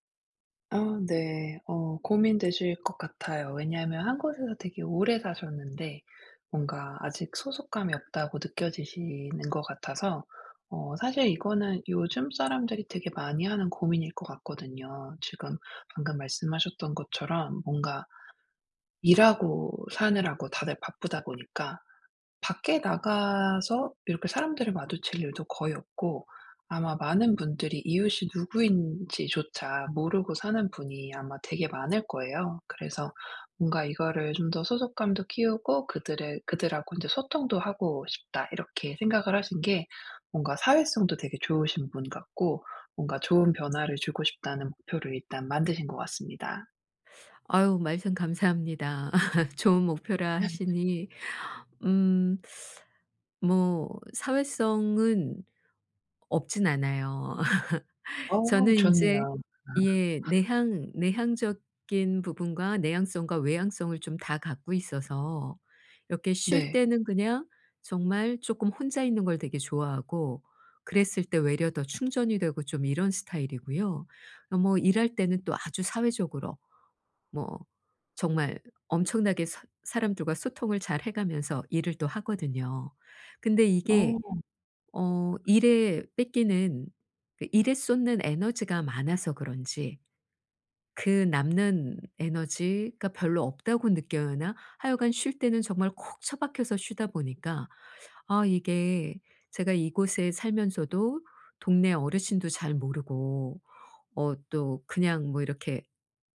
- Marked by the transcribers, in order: other background noise; tapping; laugh; laugh; laugh; "느끼나" said as "느껴어나"
- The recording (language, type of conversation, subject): Korean, advice, 지역사회에 참여해 소속감을 느끼려면 어떻게 해야 하나요?